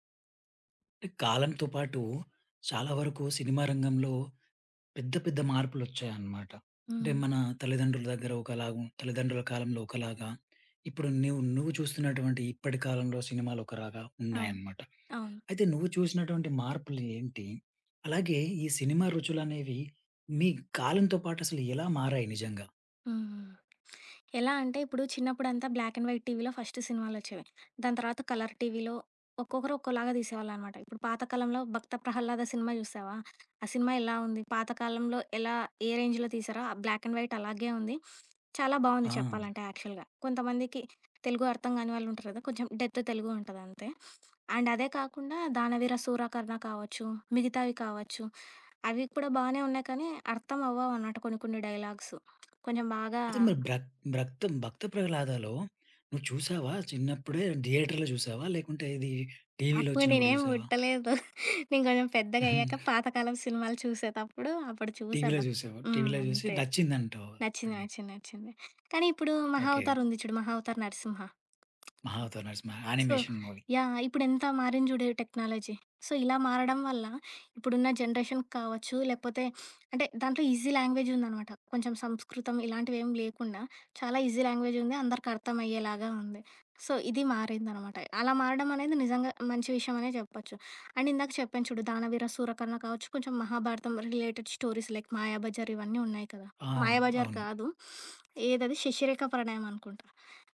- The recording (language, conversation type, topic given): Telugu, podcast, సినిమా రుచులు కాలంతో ఎలా మారాయి?
- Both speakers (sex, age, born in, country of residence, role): female, 25-29, India, India, guest; male, 30-34, India, India, host
- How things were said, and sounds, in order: other background noise; in English: "బ్లాక్ అండ్ వైట్"; in English: "ఫస్ట్"; in English: "కలర్ టీవీలో"; in English: "రేంజ్‌లో"; in English: "బ్లాక్ అండ్ వైట్"; in English: "యాక్చల్‌గా"; in English: "డెత్"; in English: "అండ్"; in English: "డైలాగ్స్"; in English: "థియేటర్‌లో"; laughing while speaking: "అప్పుడు నేనేమి బుట్టలేదు"; in English: "సో"; in English: "యానిమేషన్ మూవీ"; in English: "టెక్నాలజీ. సో"; in English: "జనరేషన్"; sniff; in English: "ఈజీ"; in English: "ఈజీ"; in English: "సో"; in English: "రిలేటెడ్ స్టోరీస్ లైక్"; sniff